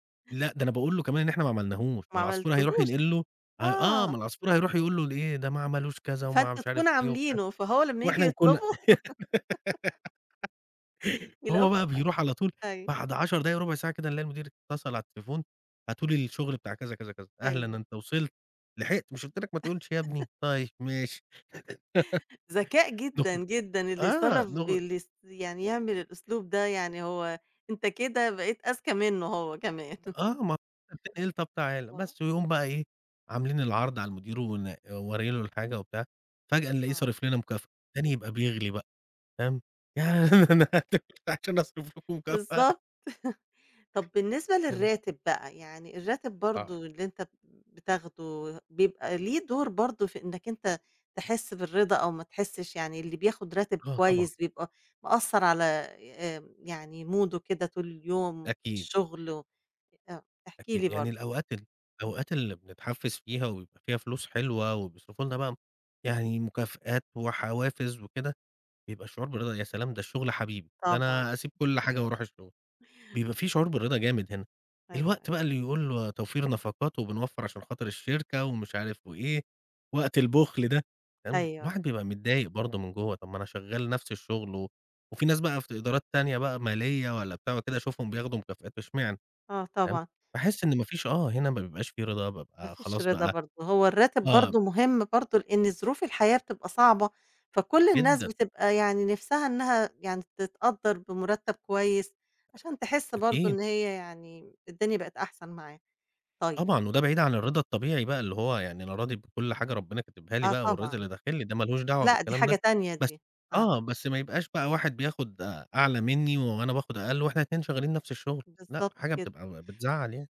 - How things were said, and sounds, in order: laugh; chuckle; laugh; unintelligible speech; chuckle; unintelligible speech; laugh; laughing while speaking: "أنا عشان أصرف لكم مُكافأة"; unintelligible speech; chuckle; in English: "موده"; other noise; tapping; other background noise; unintelligible speech
- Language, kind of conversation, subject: Arabic, podcast, إيه اللي بيخليك تحس بالرضا في شغلك؟